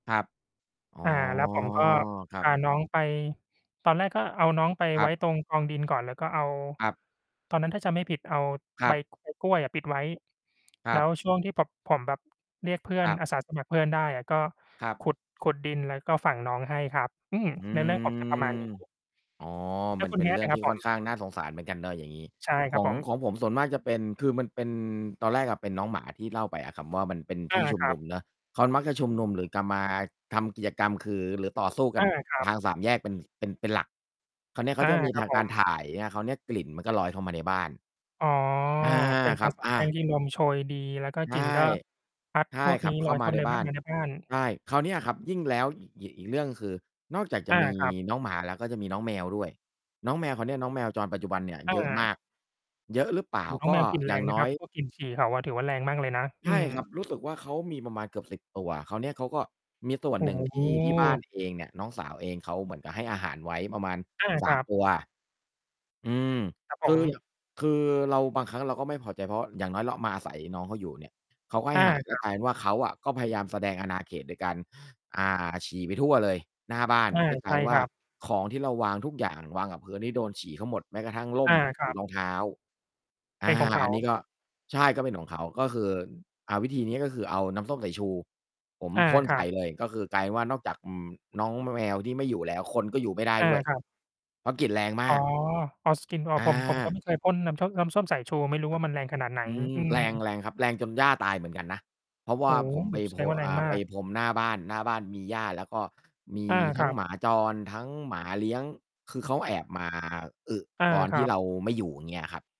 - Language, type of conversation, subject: Thai, unstructured, สัตว์จรจัดส่งผลกระทบต่อชุมชนอย่างไรบ้าง?
- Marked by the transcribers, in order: mechanical hum; static; distorted speech; other background noise; in English: "skin noir"